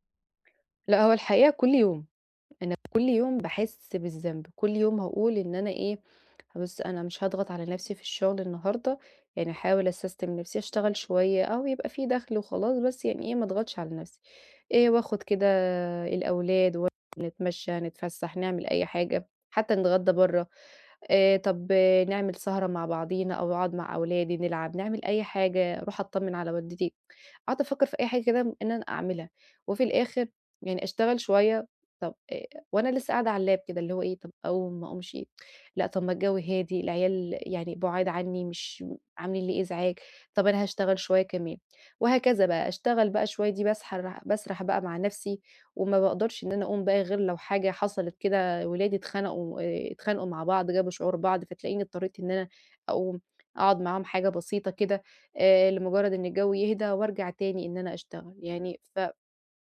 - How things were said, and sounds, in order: tapping; other background noise; in English: "أسستم"; unintelligible speech; in English: "اللاب"
- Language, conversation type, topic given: Arabic, advice, إزاي أبطل أحس بالذنب لما أخصص وقت للترفيه؟